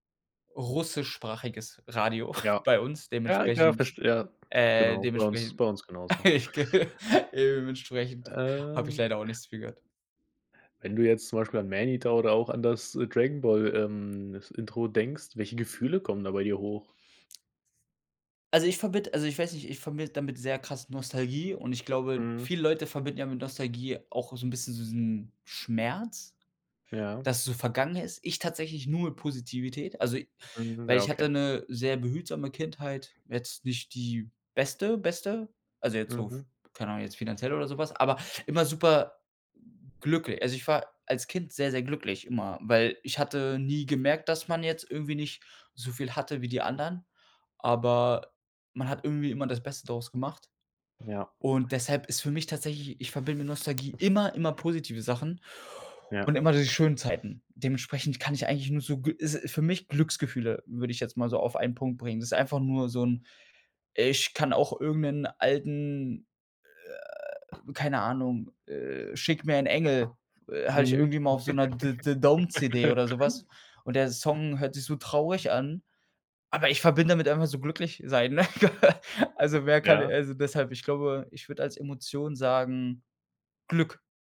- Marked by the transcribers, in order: snort; laughing while speaking: "Ja ich g"; other background noise; "behutsame" said as "behütsame"; laugh; laugh
- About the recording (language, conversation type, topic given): German, podcast, Welcher Song erinnert dich an deine Kindheit?